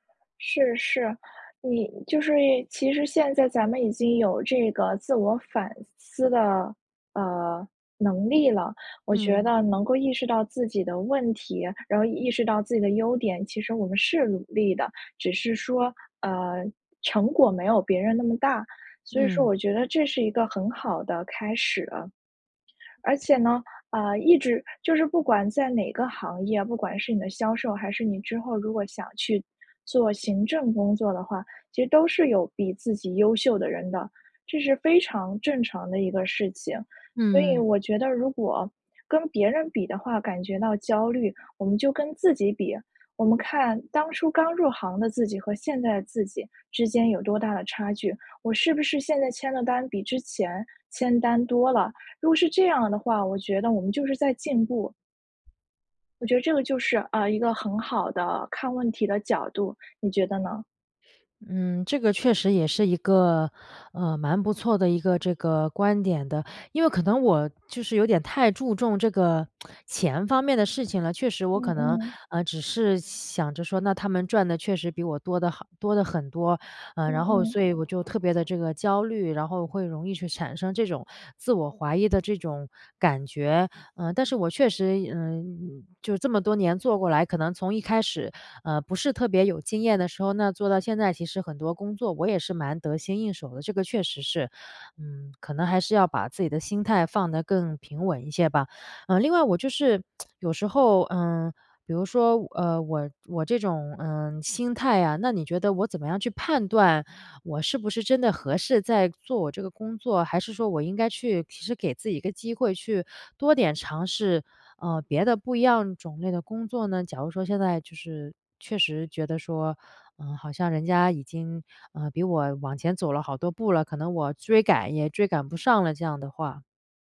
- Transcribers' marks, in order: tsk; tsk
- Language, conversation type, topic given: Chinese, advice, 看到同行快速成长时，我为什么会产生自我怀疑和成功焦虑？